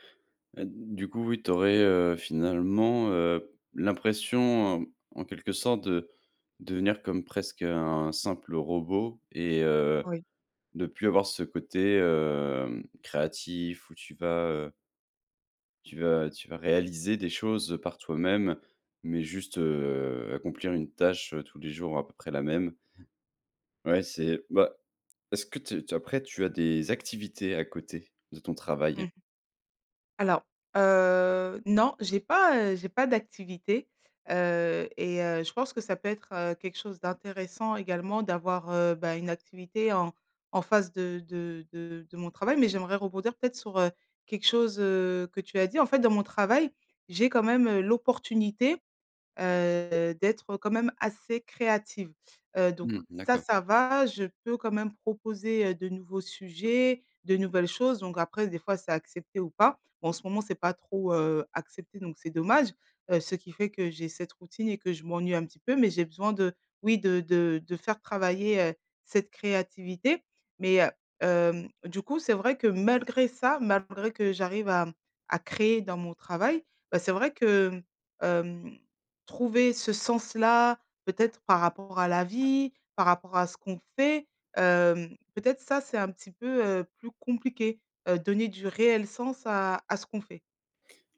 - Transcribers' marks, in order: other background noise
- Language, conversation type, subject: French, advice, Comment puis-je redonner du sens à mon travail au quotidien quand il me semble routinier ?